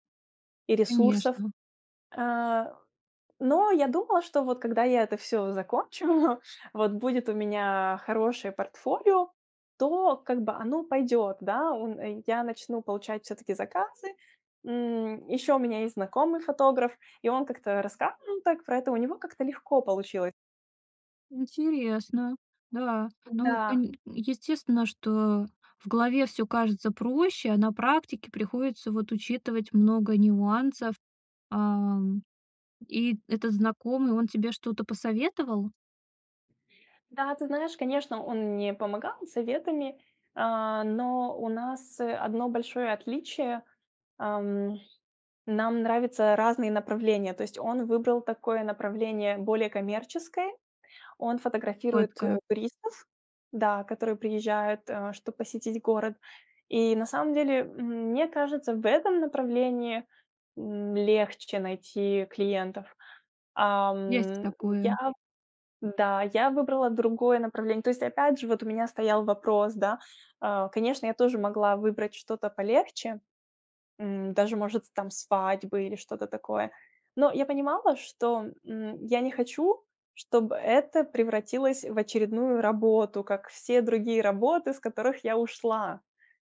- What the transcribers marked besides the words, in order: chuckle; tapping; other background noise
- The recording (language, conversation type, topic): Russian, advice, Как принять, что разрыв изменил мои жизненные планы, и не терять надежду?